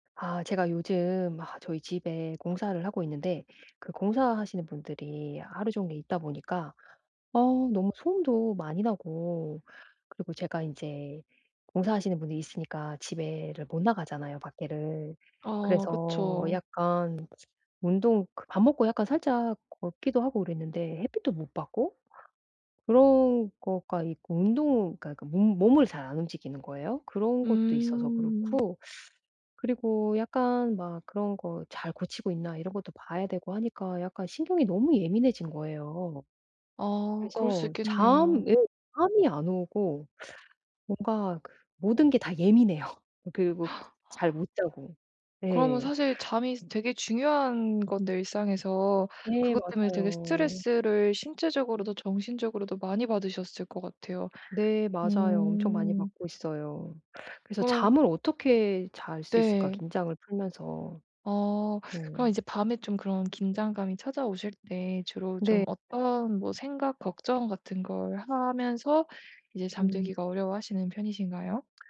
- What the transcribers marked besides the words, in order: tapping; other background noise; teeth sucking; gasp; teeth sucking
- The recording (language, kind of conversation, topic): Korean, advice, 잠들기 전에 긴장을 효과적으로 푸는 방법은 무엇인가요?